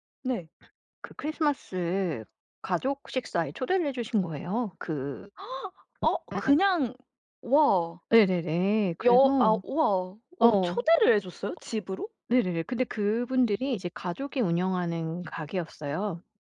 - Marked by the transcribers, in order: other background noise; gasp; unintelligible speech
- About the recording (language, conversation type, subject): Korean, podcast, 외국에서 명절을 보낼 때는 어떻게 보냈나요?